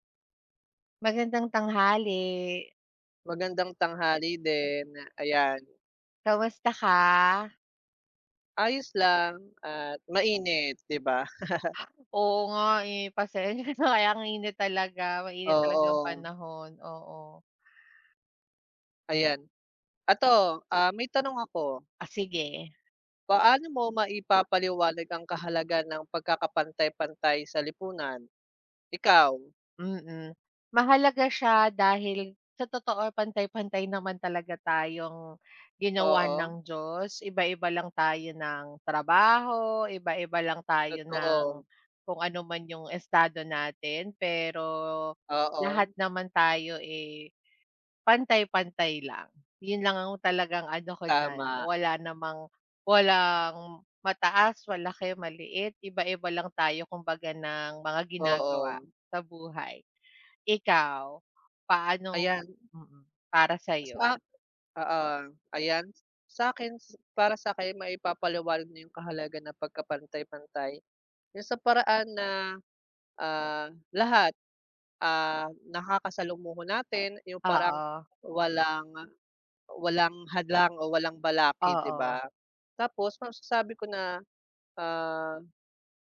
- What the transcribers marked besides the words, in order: other background noise; wind; chuckle; laughing while speaking: "pasensya"; tapping
- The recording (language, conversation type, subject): Filipino, unstructured, Paano mo maipapaliwanag ang kahalagahan ng pagkakapantay-pantay sa lipunan?